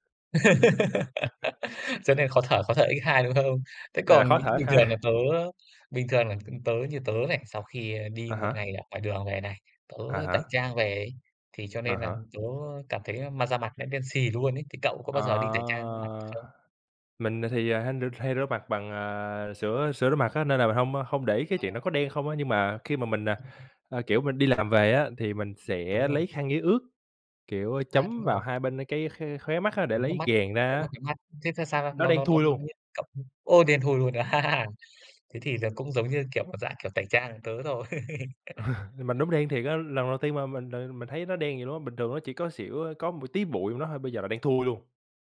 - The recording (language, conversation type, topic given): Vietnamese, unstructured, Bạn nghĩ gì về tình trạng ô nhiễm không khí hiện nay?
- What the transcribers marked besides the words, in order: laugh; other background noise; chuckle; tapping; drawn out: "Ờ"; laugh; chuckle; laugh